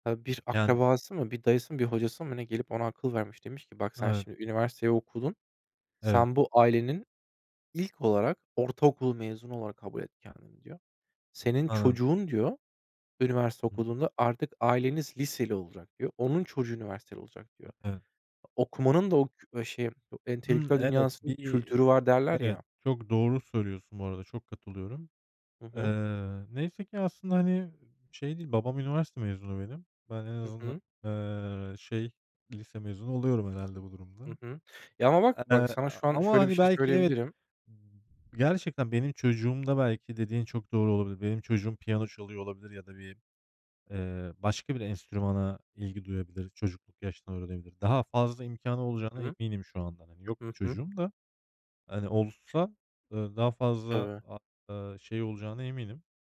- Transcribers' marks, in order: other background noise; unintelligible speech; other noise
- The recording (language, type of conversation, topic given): Turkish, unstructured, Bir günlüğüne herhangi bir enstrümanı çalabilseydiniz, hangi enstrümanı seçerdiniz?